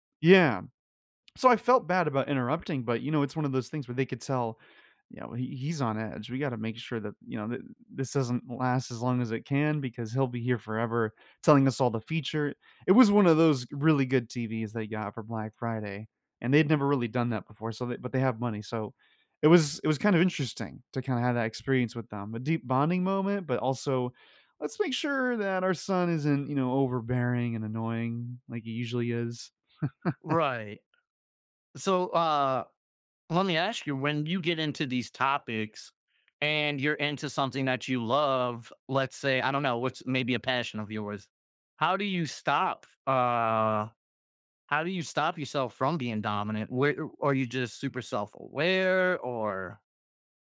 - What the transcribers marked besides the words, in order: chuckle; tapping
- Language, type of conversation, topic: English, unstructured, How can I keep conversations balanced when someone else dominates?